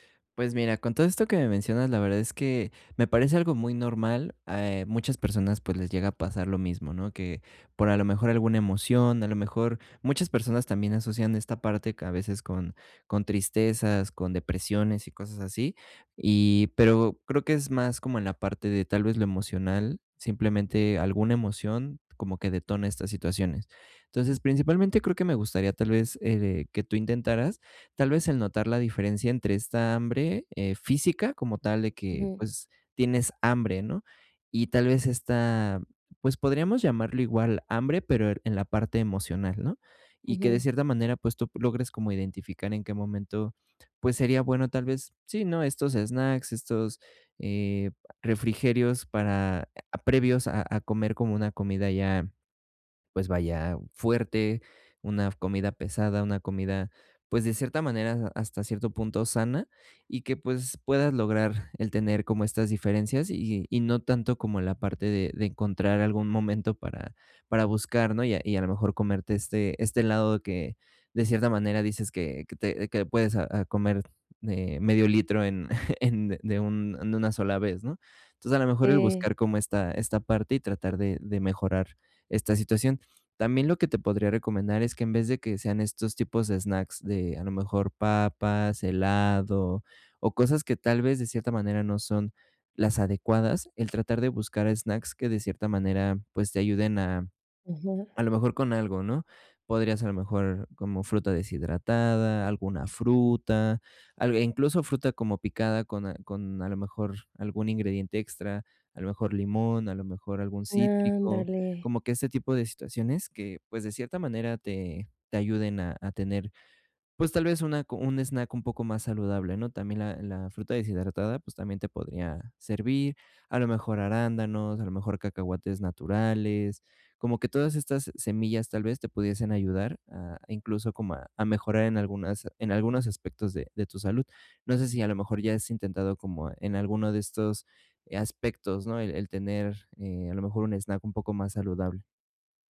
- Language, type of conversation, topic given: Spanish, advice, ¿Cómo puedo controlar mis antojos y el hambre emocional?
- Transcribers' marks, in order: other background noise; chuckle; other noise